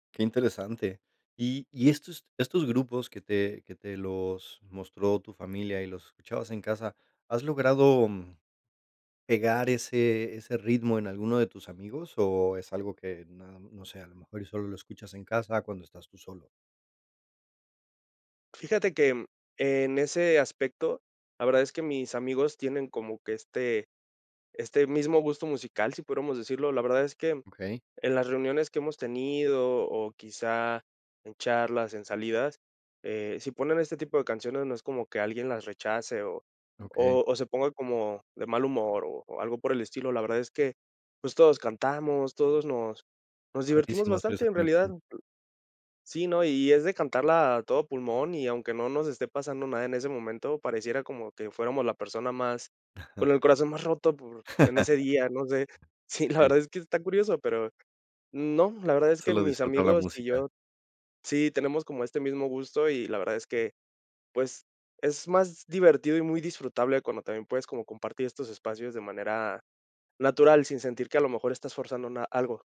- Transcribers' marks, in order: laugh; other background noise
- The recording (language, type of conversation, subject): Spanish, podcast, ¿Cómo influyó tu familia en tus gustos musicales?